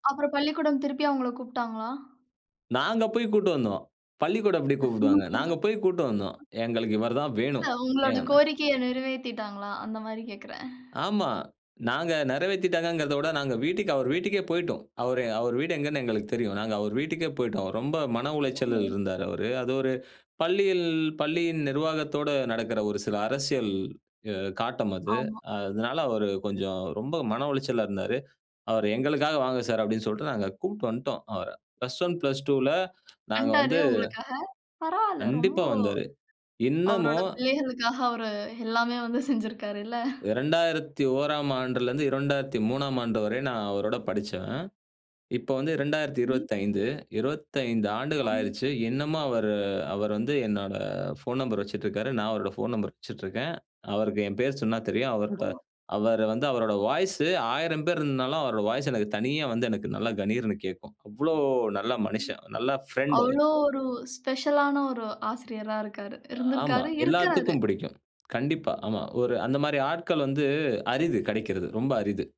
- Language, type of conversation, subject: Tamil, podcast, ஒரு சிறந்த ஆசிரியர் உங்களுக்கு கற்றலை ரசிக்கச் செய்வதற்கு எப்படி உதவினார்?
- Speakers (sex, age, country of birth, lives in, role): female, 35-39, India, India, host; male, 35-39, India, Finland, guest
- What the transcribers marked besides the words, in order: chuckle; tapping; unintelligible speech; chuckle; other background noise; laughing while speaking: "அவருடைய பிள்ளைகளுக்கா அவர் எல்லாமே வந்து செய்ஞ்சிருக்காருள்ல"